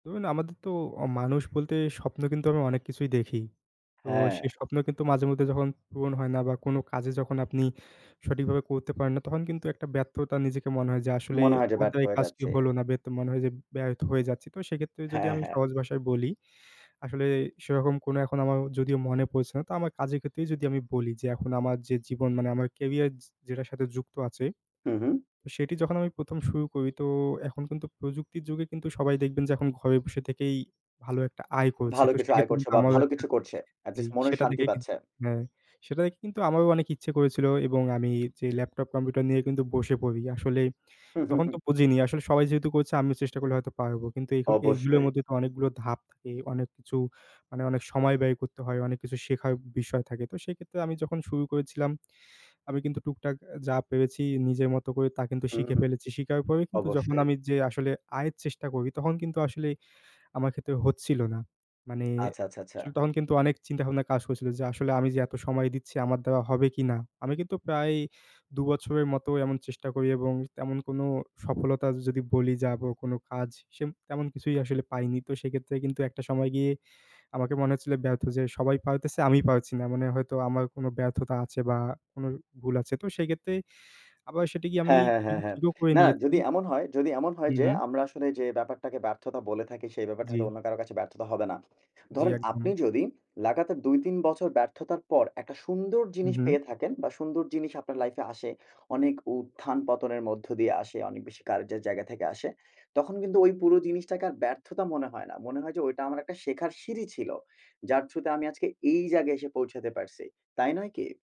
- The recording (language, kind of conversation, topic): Bengali, unstructured, ব্যর্থতা থেকে শেখা, সময় গুছিয়ে নেওয়া, ভয় জয় করা এবং মন খারাপ হলে নিজেকে উৎসাহিত করার বিষয়ে তোমার অভিজ্ঞতা কী?
- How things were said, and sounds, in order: lip smack; other background noise; "দেখে" said as "দেকে"; "দেখে" said as "দেকে"; "কিছু" said as "কিচু"; "শিখে" said as "সিকে"; "শিখাই" said as "সিকার"; tapping